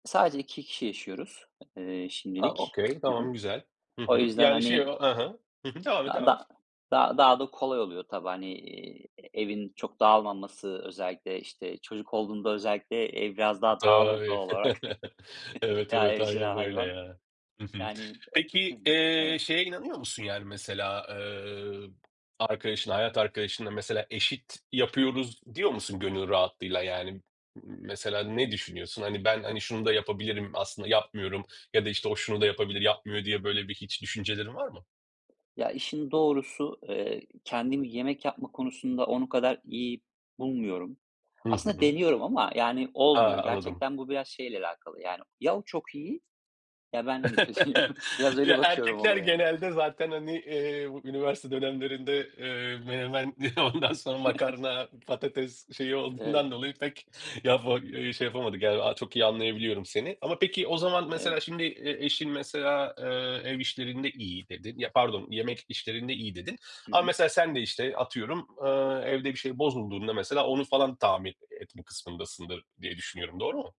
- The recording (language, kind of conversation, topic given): Turkish, podcast, Eşler arasında iş bölümü nasıl adil bir şekilde belirlenmeli?
- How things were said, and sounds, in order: in English: "okay"; tapping; other background noise; chuckle; chuckle; laughing while speaking: "kötüyüm"; chuckle; chuckle; chuckle